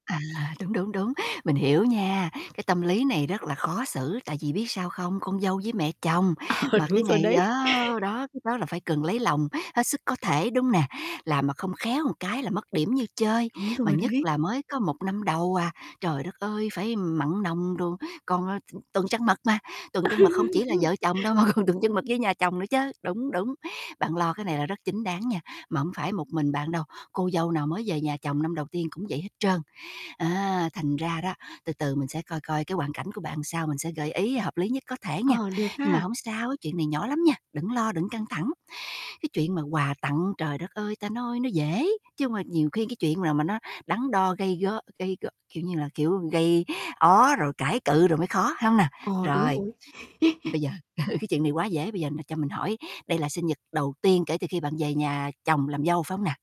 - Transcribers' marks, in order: tapping; laughing while speaking: "Ờ, đúng rồi đấy"; static; laughing while speaking: "mà còn"; laughing while speaking: "Ơ, đúng rồi"; "gổ" said as "gợ"; distorted speech; chuckle
- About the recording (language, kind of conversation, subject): Vietnamese, advice, Làm sao để chọn món quà thật ý nghĩa cho người khác?